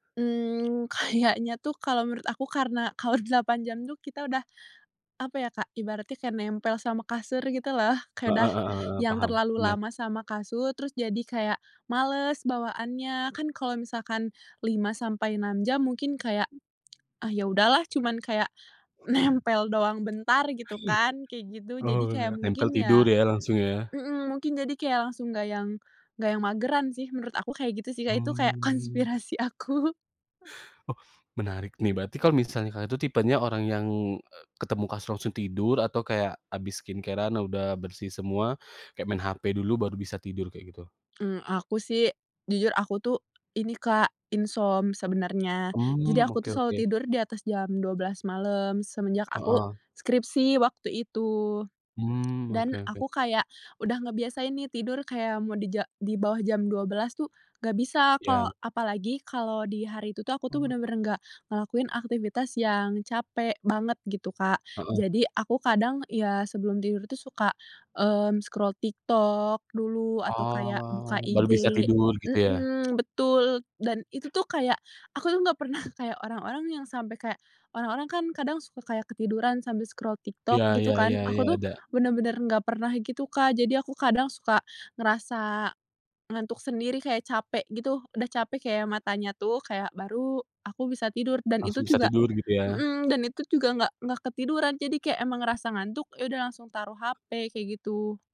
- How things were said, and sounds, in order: other background noise; tapping; laughing while speaking: "konspirasi aku"; in English: "skincare-an"; in English: "scroll"; in English: "scroll"
- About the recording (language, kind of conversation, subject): Indonesian, podcast, Apa rutinitas tidur yang biasanya kamu jalani?